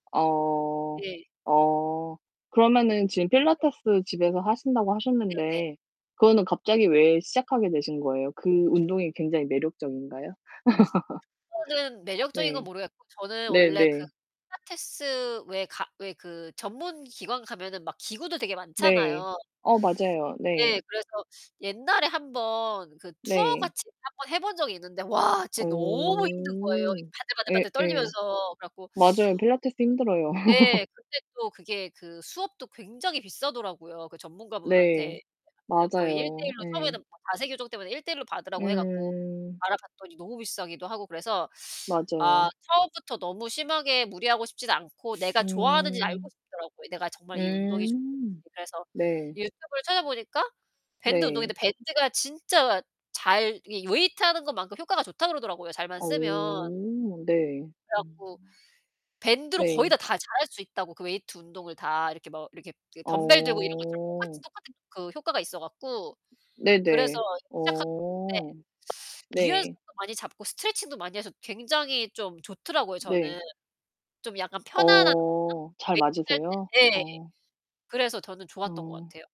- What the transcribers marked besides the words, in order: distorted speech; other background noise; laugh; laugh; tapping
- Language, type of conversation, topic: Korean, unstructured, 평소에 운동을 자주 하시나요, 그리고 어떤 운동을 좋아하시나요?